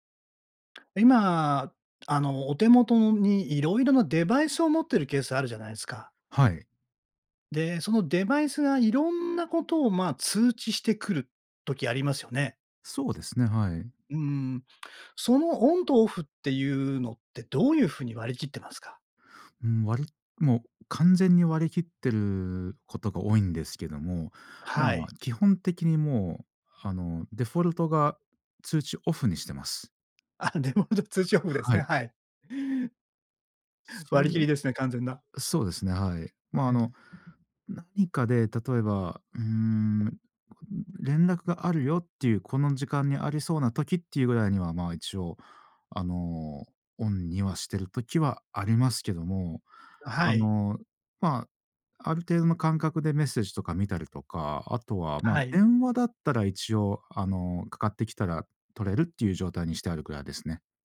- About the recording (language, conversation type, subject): Japanese, podcast, 通知はすべてオンにしますか、それともオフにしますか？通知設定の基準はどう決めていますか？
- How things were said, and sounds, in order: tapping; laughing while speaking: "あ、 でもと 通知オフですね、はい"; "デフォルト" said as "でもと"